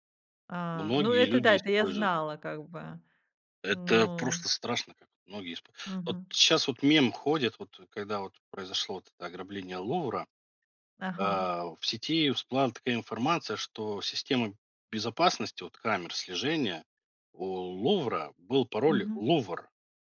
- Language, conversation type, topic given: Russian, podcast, Как ты выбираешь пароли и где их лучше хранить?
- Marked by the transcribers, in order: none